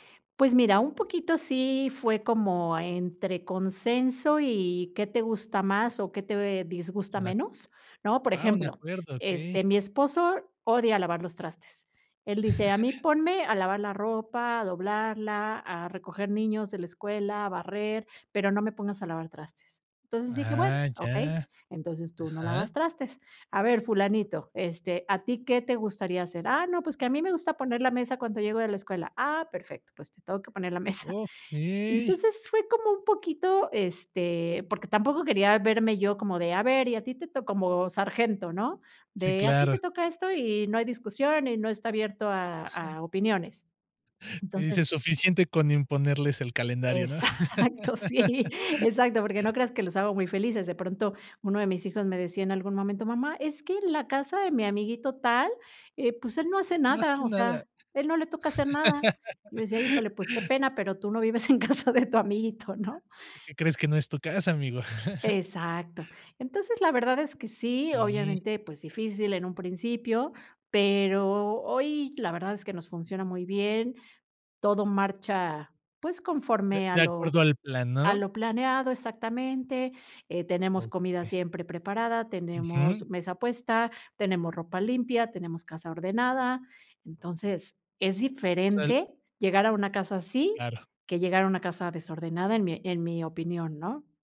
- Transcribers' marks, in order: chuckle; drawn out: "Okey"; laughing while speaking: "mesa"; other noise; laughing while speaking: "Exacto, sí"; laugh; tapping; laugh; laughing while speaking: "en casa de tu amiguito"; other background noise; chuckle
- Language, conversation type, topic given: Spanish, podcast, ¿Cómo se reparten las tareas domésticas entre todos en casa?